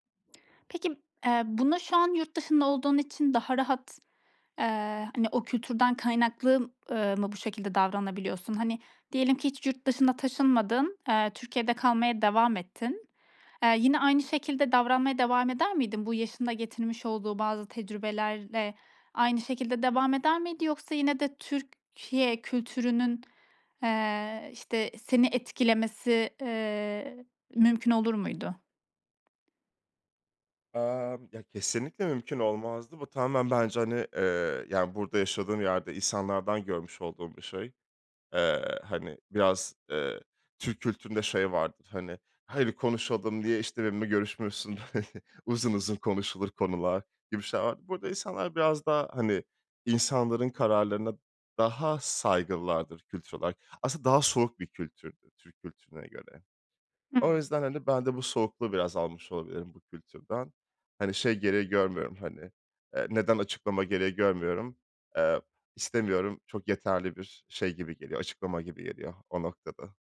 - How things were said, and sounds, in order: tapping; chuckle
- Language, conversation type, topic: Turkish, podcast, Kendini tanımaya nereden başladın?